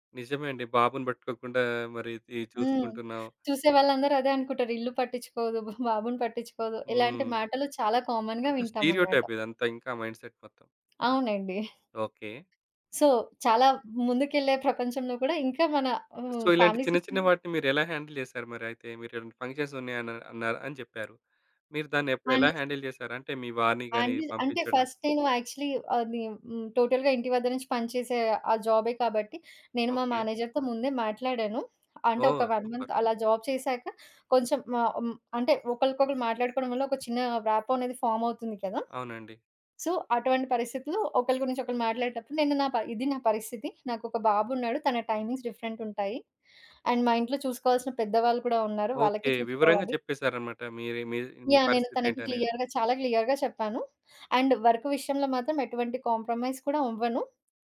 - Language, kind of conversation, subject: Telugu, podcast, ఇంటినుంచి పని చేసే అనుభవం మీకు ఎలా ఉంది?
- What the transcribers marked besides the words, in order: in English: "స్టీరియోటైప్"; in English: "కామన్‌గా"; in English: "మైండ్‌సెట్"; tapping; in English: "సో"; in English: "ఫ్యామిలీస్"; in English: "సో"; in English: "హ్యాండిల్"; other background noise; in English: "హ్యాండిల్"; in English: "ఫస్ట్"; in English: "యాక్చువల్లీ"; in English: "టోటల్‌గా"; in English: "మేనేజర్‌తో"; in English: "వన్ మంత్"; in English: "సూపర్"; in English: "జాబ్"; in English: "రాపో"; in English: "ఫార్మ్"; in English: "సో"; in English: "టైమింగ్స్"; in English: "అండ్"; in English: "క్లియర్‌గా"; in English: "క్లియర్‌గా"; in English: "అండ్"; in English: "కాంప్రమైజ్"